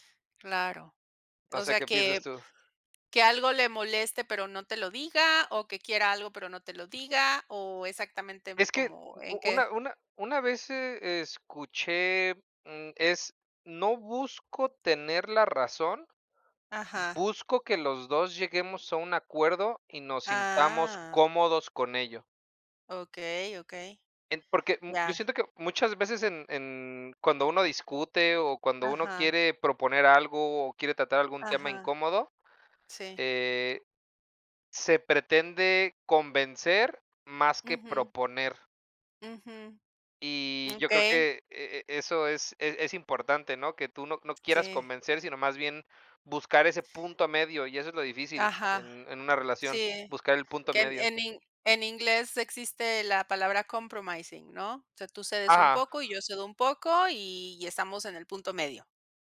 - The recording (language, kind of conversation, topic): Spanish, unstructured, ¿Crees que las relaciones tóxicas afectan mucho la salud mental?
- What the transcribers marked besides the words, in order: other background noise; in English: "compromising"